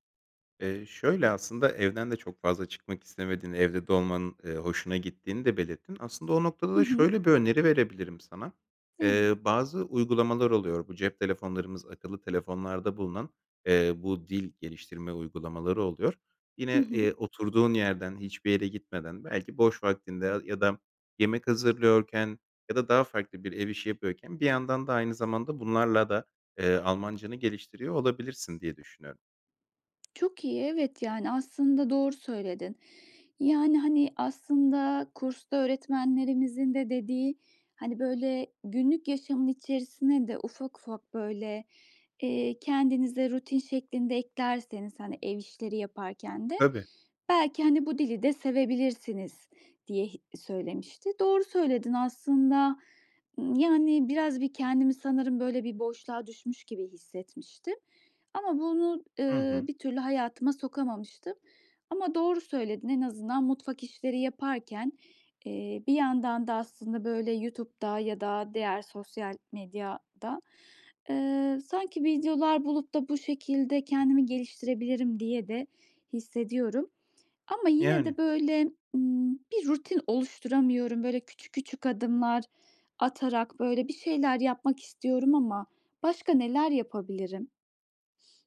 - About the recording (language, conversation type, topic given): Turkish, advice, Yeni işe başlarken yeni rutinlere nasıl uyum sağlayabilirim?
- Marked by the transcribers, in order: other background noise; tapping